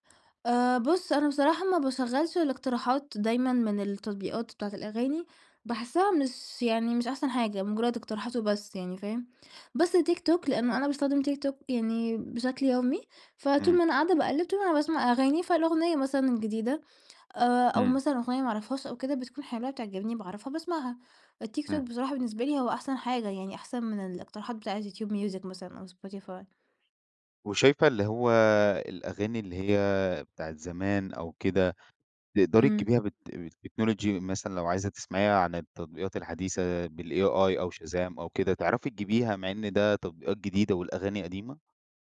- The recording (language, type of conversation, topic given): Arabic, podcast, إزاي بتكتشف موسيقى جديدة عادةً؟
- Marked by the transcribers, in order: other background noise; in English: "بالTechnology"; in English: "بالAi"